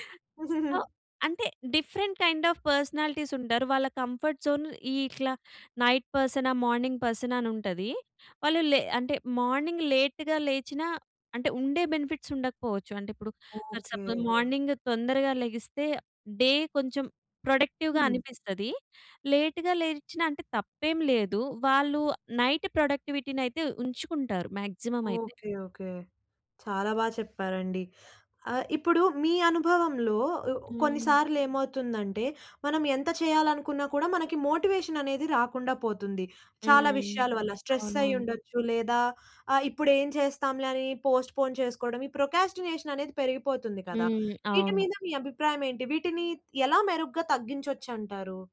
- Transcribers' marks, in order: chuckle; in English: "సో"; in English: "డిఫరెంట్ కైండ్ ఆఫ్ పర్సనాలిటీస్"; in English: "కంఫర్ట్ జోన్"; in English: "నైట్"; in English: "మార్నింగ్"; in English: "మార్నింగ్ లేట్‌గా"; in English: "బెనిఫిట్స్"; in English: "ఫర్ సపోజ్ మార్నింగ్"; in English: "డే"; in English: "ప్రొడక్టివ్‌గా"; in English: "లేట్‌గా"; in English: "నైట్"; in English: "మాక్సిమం"; in English: "మోటివేషన్"; in English: "స్ట్రెస్"; in English: "పొస్ట్‌ఫోన్"; in English: "ప్రోకాస్టినేషన్"
- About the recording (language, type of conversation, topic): Telugu, podcast, ఉదయం సమయాన్ని మెరుగ్గా ఉపయోగించుకోవడానికి మీకు ఉపయోగపడిన చిట్కాలు ఏమిటి?